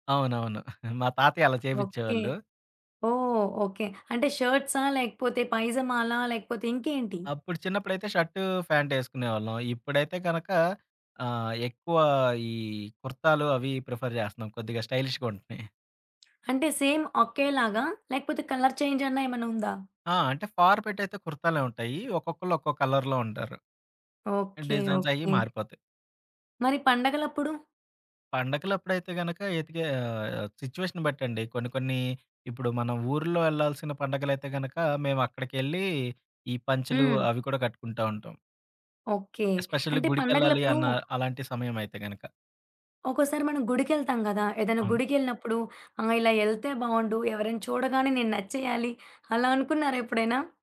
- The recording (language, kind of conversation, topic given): Telugu, podcast, మొదటి చూపులో మీరు ఎలా కనిపించాలనుకుంటారు?
- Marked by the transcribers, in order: giggle; other background noise; in English: "షర్ట్"; in English: "ప్రిఫర్"; in English: "స్టైలిష్‌గా"; in English: "సేమ్"; tapping; in English: "ఫార్ పెట్"; in English: "కలర్‌లో"; in English: "డిజైన్స్"; in English: "సిట్యుయేషన్"; in English: "ఎస్పెషల్లీ"